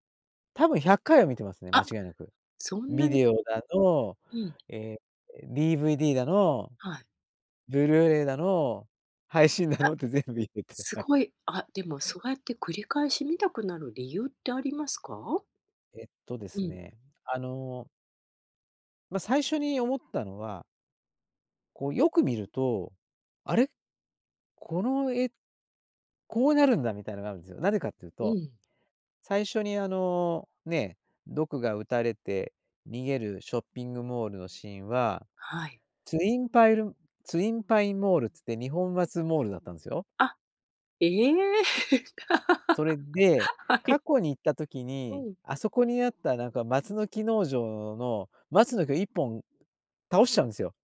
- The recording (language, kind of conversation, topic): Japanese, podcast, 映画で一番好きな主人公は誰で、好きな理由は何ですか？
- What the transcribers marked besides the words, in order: laughing while speaking: "配信だのって全部入れて。はい"; laugh; laughing while speaking: "はい"